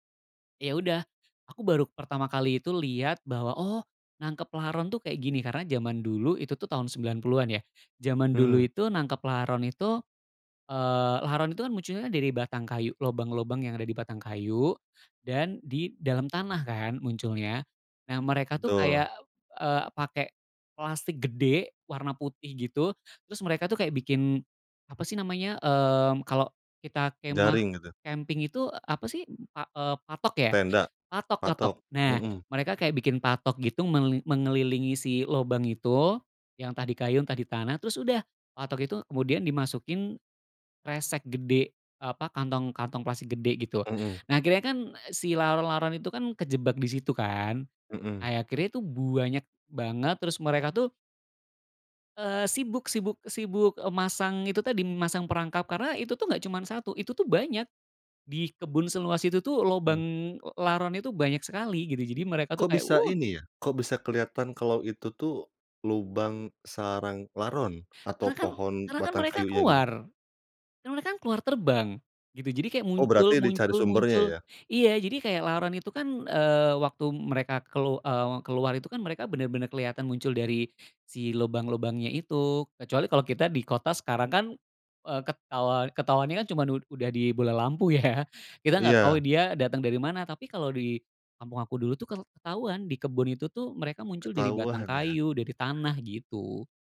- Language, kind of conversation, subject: Indonesian, podcast, Apa makanan tradisional yang selalu bikin kamu kangen?
- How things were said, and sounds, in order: laughing while speaking: "ya"